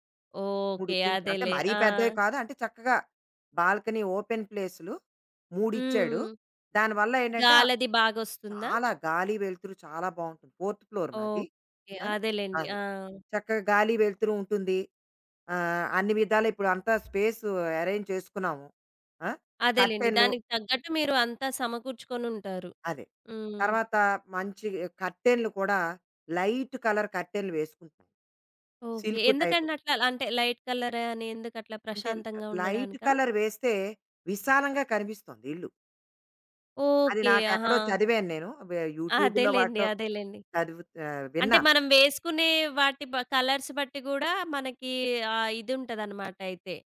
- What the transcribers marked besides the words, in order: in English: "బాల్కనీ ఓపెన్"; in English: "ఫోర్త్ ఫ్లోర్"; other background noise; in English: "అరేంజ్"; tapping; in English: "లైట్ కలర్"; in English: "సిల్క్"; in English: "లైట్"; in English: "లైట్ కలర్"; in English: "యూట్యూబ్‌లో"; laughing while speaking: "అదేలెండి. అదేలెండి"; in English: "కలర్స్"
- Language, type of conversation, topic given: Telugu, podcast, ఒక చిన్న అపార్ట్‌మెంట్‌లో హోమ్ ఆఫీస్‌ను ఎలా ప్రయోజనకరంగా ఏర్పాటు చేసుకోవచ్చు?